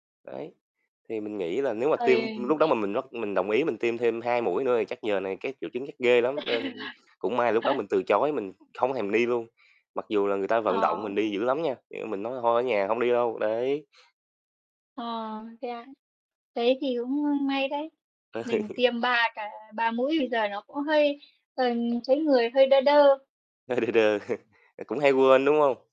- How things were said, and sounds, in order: distorted speech; other background noise; laugh; tapping; laugh; laughing while speaking: "Nó đơ đơ"; chuckle
- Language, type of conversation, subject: Vietnamese, unstructured, Làm sao để giữ bình tĩnh khi nghe những tin tức gây lo lắng?